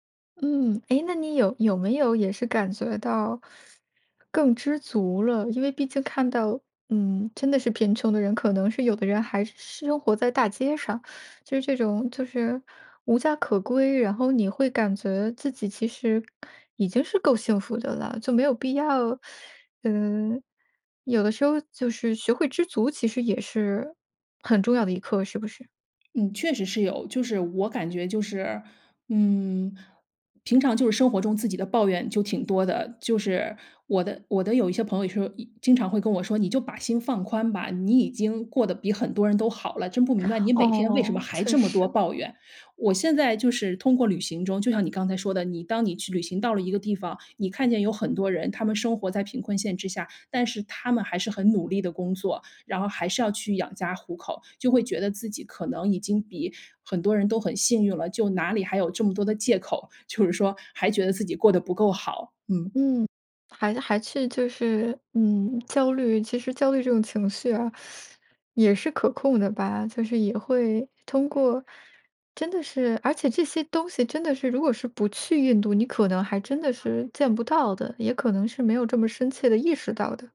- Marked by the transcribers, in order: teeth sucking; other background noise; teeth sucking; inhale; laughing while speaking: "就是说"; teeth sucking
- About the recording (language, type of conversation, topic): Chinese, podcast, 旅行教给你最重要的一课是什么？